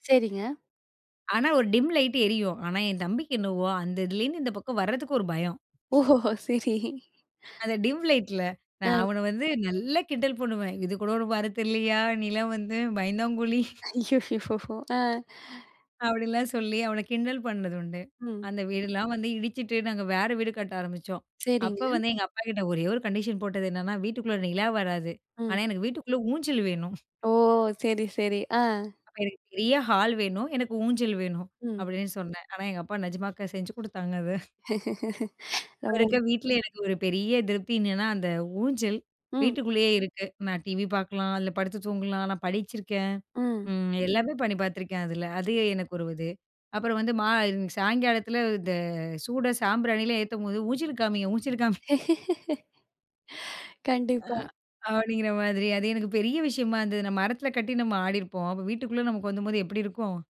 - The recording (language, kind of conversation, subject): Tamil, podcast, வீட்டின் வாசனை உங்களுக்கு என்ன நினைவுகளைத் தருகிறது?
- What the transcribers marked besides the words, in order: tapping; laugh; laughing while speaking: "இது கூட உனக்கு வரத் தெரியலையா? நீலாம் வந்து பயந்தாங்குளி"; laugh; other background noise; other noise; chuckle; chuckle; laugh; laugh